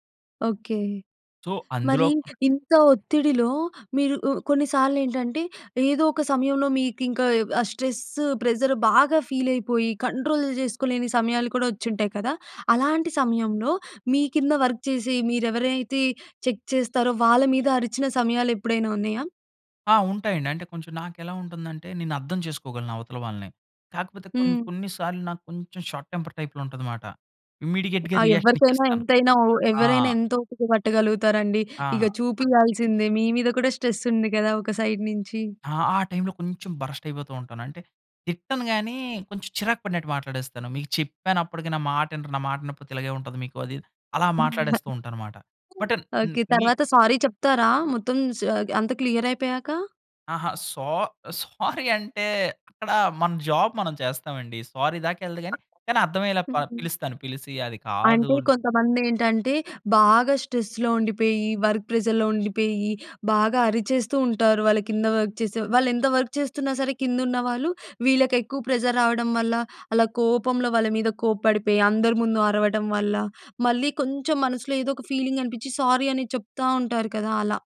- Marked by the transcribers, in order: in English: "సో"; in English: "ప్రెజర్"; in English: "కంట్రోల్"; in English: "వర్క్"; in English: "చెక్"; in English: "షార్ట్ టెంపర్ టైప్‌లో"; in English: "ఇమ్మీడియేట్‌గా రియాక్షన్"; in English: "స్ట్రెస్"; in English: "సైడ్"; in English: "బర్స్ట్"; other background noise; in English: "సారీ"; in English: "బట్ అండ్"; in English: "క్లియర్"; laughing while speaking: "సో సోరి అంటే"; in English: "సో సోరి"; in English: "జాబ్"; in English: "సోరి"; in English: "స్ట్రెస్‌లో"; in English: "వర్క్ ప్రెజర్‍లో"; in English: "వర్క్"; in English: "వర్క్"; in English: "ప్రెజర్"; in English: "ఫీలింగ్"; in English: "సారీ"
- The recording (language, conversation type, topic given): Telugu, podcast, ఒత్తిడిని తగ్గించుకోవడానికి మీరు సాధారణంగా ఏ మార్గాలు అనుసరిస్తారు?